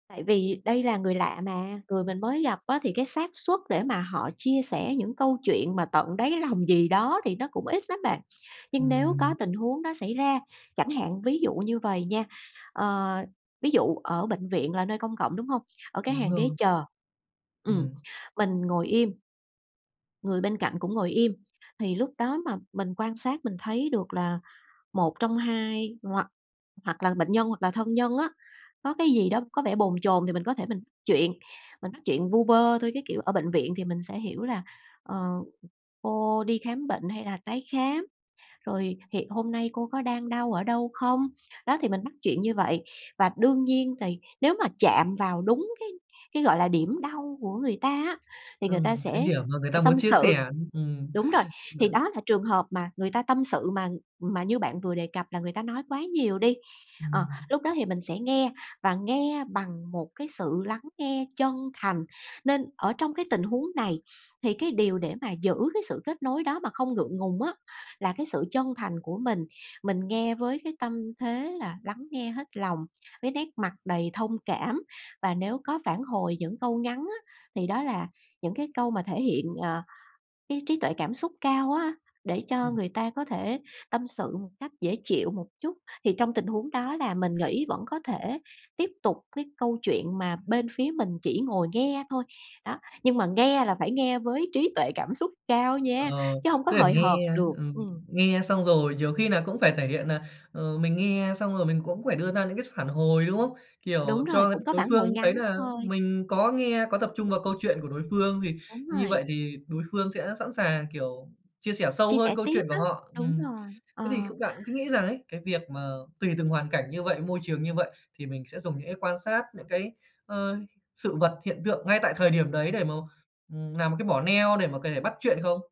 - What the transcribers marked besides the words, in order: other background noise; tapping; unintelligible speech
- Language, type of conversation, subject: Vietnamese, podcast, Theo bạn, điều gì giúp người lạ dễ bắt chuyện và nhanh thấy gần gũi với nhau?